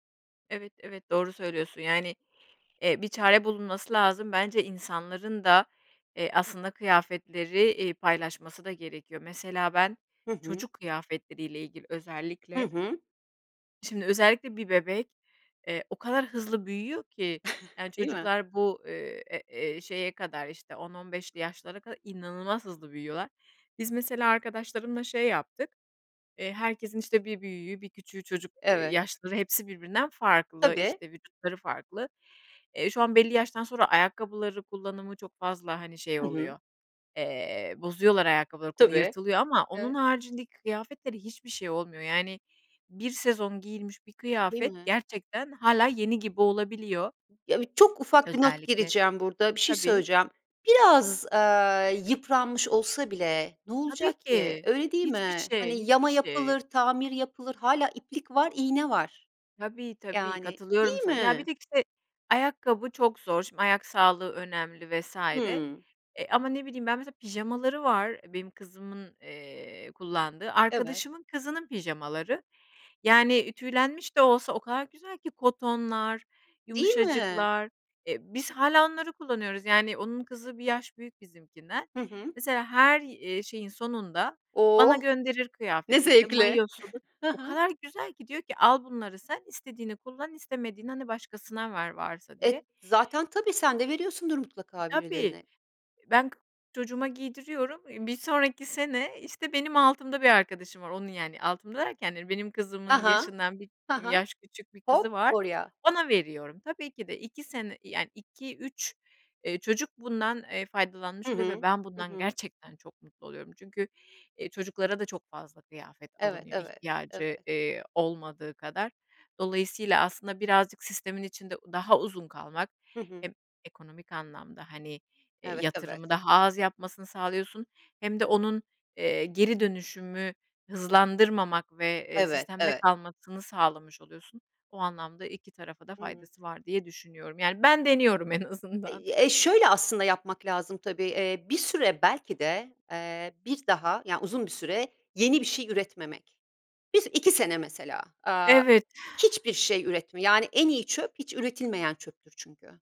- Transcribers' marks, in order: swallow; chuckle; unintelligible speech; other background noise; swallow; chuckle; tapping; laughing while speaking: "en azından"
- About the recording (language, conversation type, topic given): Turkish, podcast, Sürdürülebilir moda hakkında ne düşünüyorsun?